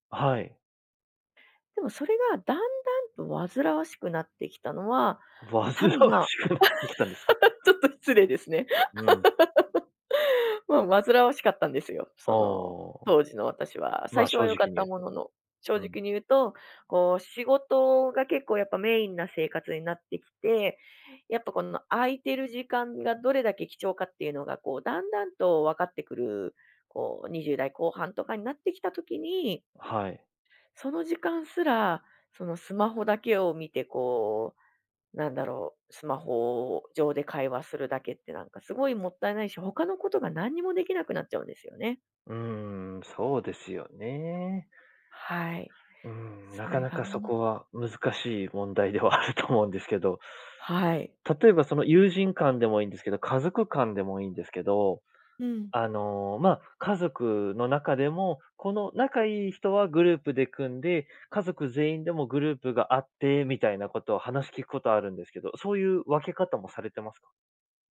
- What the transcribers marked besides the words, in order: laughing while speaking: "煩わしくなってきたんですか？"; laugh; laughing while speaking: "ちょっと失礼ですね"; laugh; other background noise; laughing while speaking: "あると思うんですけど"
- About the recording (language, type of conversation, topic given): Japanese, podcast, デジタル疲れと人間関係の折り合いを、どのようにつければよいですか？